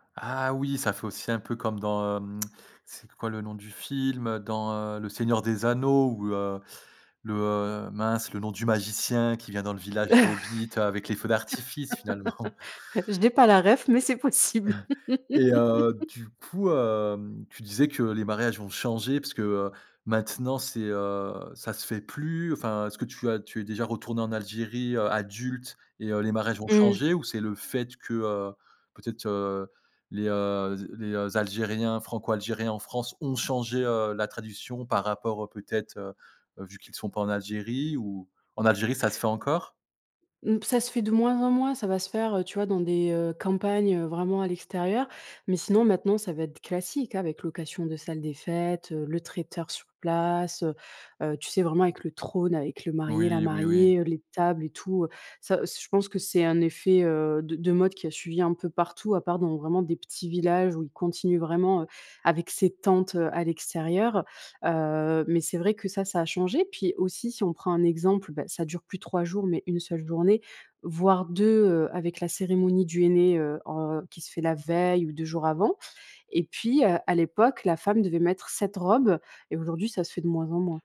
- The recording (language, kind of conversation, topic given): French, podcast, Comment se déroule un mariage chez vous ?
- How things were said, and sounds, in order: laugh; laughing while speaking: "finalement"; chuckle; laugh; stressed: "ont"; stressed: "tentes"